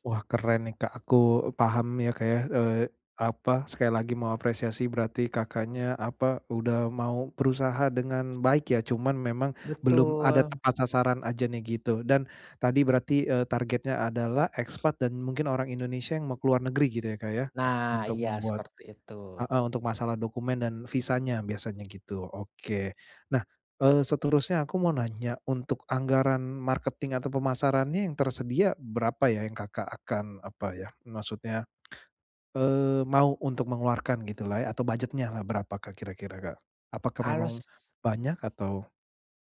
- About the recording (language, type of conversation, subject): Indonesian, advice, Bagaimana cara menarik pelanggan pertama yang bersedia membayar dengan anggaran terbatas?
- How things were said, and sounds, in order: other background noise; in English: "marketing"